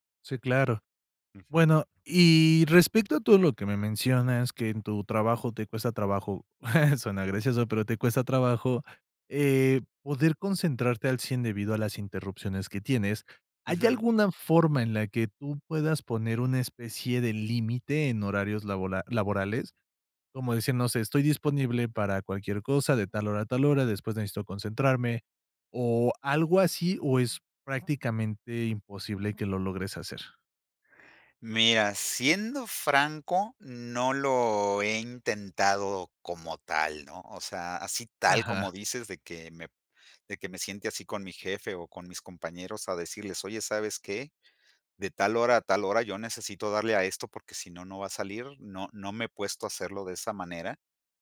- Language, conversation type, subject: Spanish, advice, ¿Qué te dificulta concentrarte y cumplir tus horas de trabajo previstas?
- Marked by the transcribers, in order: chuckle; other background noise